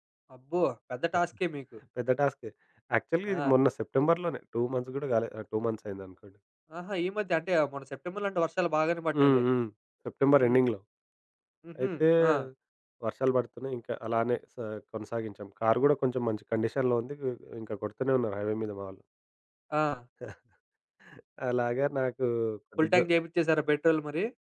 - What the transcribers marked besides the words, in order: giggle; in English: "యాక్చువల్‌గా"; in English: "టూ మంత్స్"; in English: "టూ మంత్స్"; in English: "ఎండింగ్‌లో"; in English: "కండిషన్‌లో"; in English: "హైవే"; giggle; in English: "ఫుల్ ట్యాంక్"
- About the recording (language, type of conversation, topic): Telugu, podcast, మీ ప్రణాళిక విఫలమైన తర్వాత మీరు కొత్త మార్గాన్ని ఎలా ఎంచుకున్నారు?